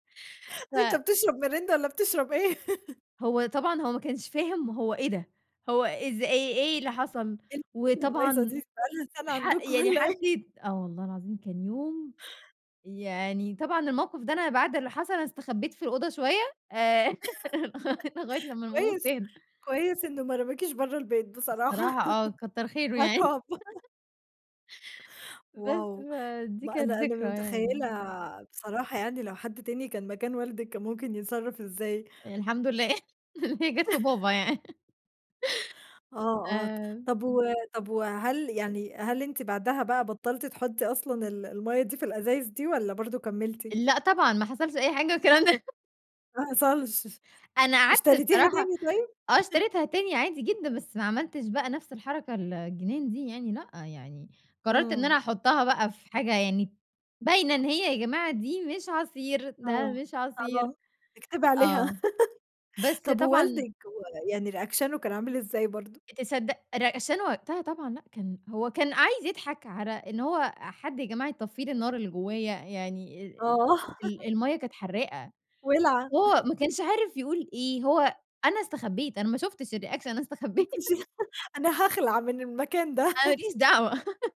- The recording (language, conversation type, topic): Arabic, podcast, إيه أكتر أكلة من زمان بتفكّرك بذكرى لحد دلوقتي؟
- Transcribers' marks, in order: chuckle; unintelligible speech; laugh; laughing while speaking: "لغ لغاية لمّا الأمور تهدى"; laugh; laughing while speaking: "الحمد لله إن هي جات في بابا يعني"; chuckle; chuckle; chuckle; unintelligible speech; laugh; in English: "ريأكشنه"; in English: "ريأكشنه"; tapping; chuckle; chuckle; in English: "الreaction"; laughing while speaking: "استخبيت"; chuckle; chuckle; laugh